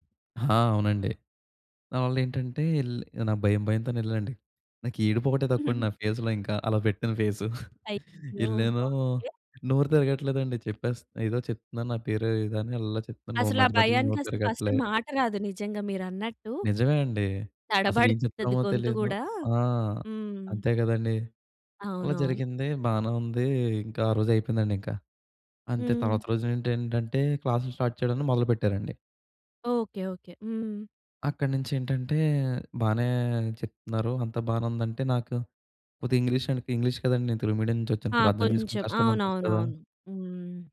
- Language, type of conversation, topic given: Telugu, podcast, పేదరికం లేదా ఇబ్బందిలో ఉన్నప్పుడు అనుకోని సహాయాన్ని మీరు ఎప్పుడైనా స్వీకరించారా?
- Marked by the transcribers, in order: chuckle; in English: "ఫేస్‌లో"; laughing while speaking: "అలా పెట్టాను ఫేసు"; in English: "ఫస్ట్"; tapping; in English: "స్టార్ట్"; drawn out: "బానే"; "ఇంగ్లీష్" said as "పింగ్లీష్"